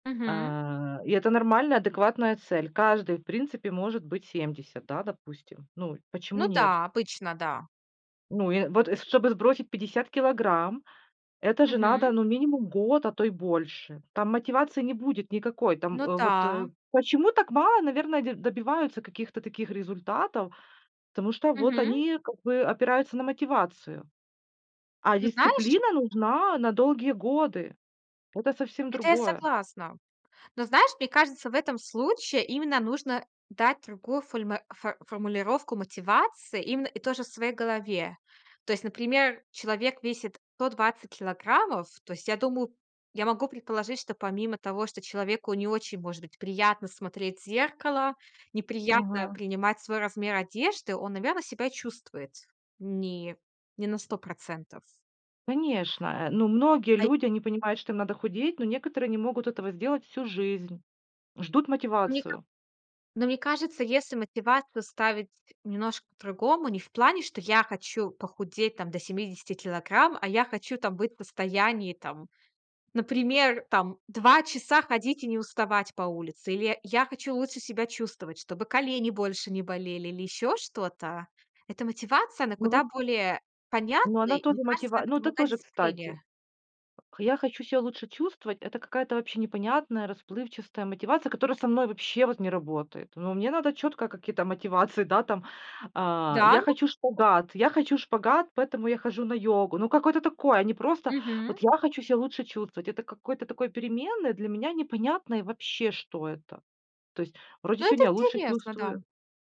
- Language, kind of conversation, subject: Russian, podcast, Что для тебя важнее — дисциплина или мотивация?
- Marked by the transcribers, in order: other background noise; tapping; "расплывчатая" said as "расплывчастая"